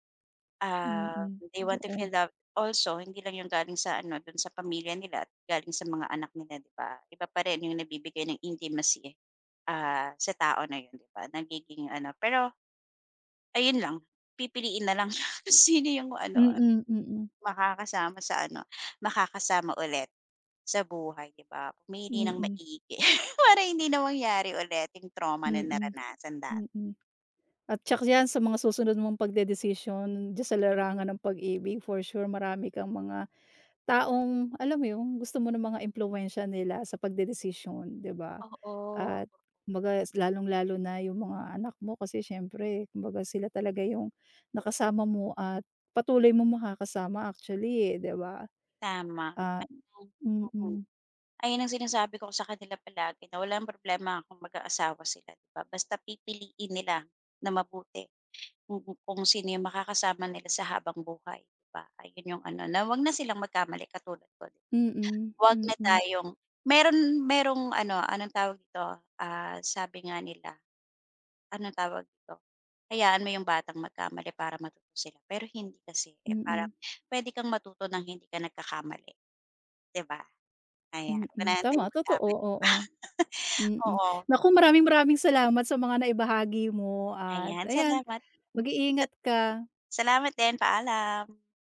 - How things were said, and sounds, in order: in English: "they want to feel love also"; in English: "intimacy"; laughing while speaking: "maigi para hindi"; unintelligible speech; chuckle
- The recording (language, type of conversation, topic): Filipino, podcast, Ano ang nag-udyok sa iyo na baguhin ang pananaw mo tungkol sa pagkabigo?